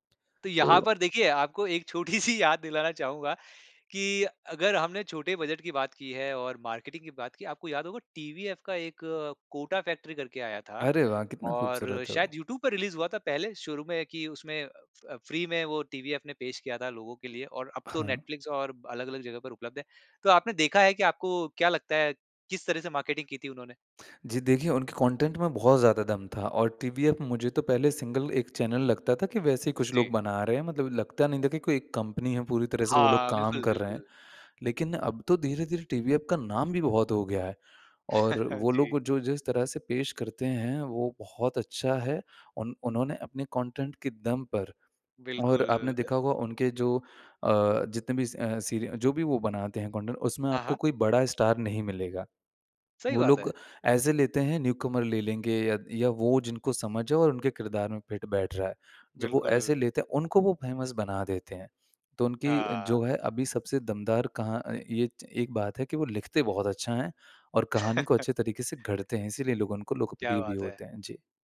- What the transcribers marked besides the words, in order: laughing while speaking: "सी"; in English: "बजट"; in English: "मार्केटिंग"; in English: "रिलीज़"; in English: "फ़्री"; in English: "मार्केटिंग"; in English: "कंटेंट"; in English: "सिंगल"; chuckle; in English: "कंटेंट"; in English: "कंटेंट"; in English: "न्यूकमर"; in English: "फिट"; in English: "फेमस"; chuckle
- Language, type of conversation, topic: Hindi, podcast, पुरानी और नई फिल्मों में आपको क्या फर्क महसूस होता है?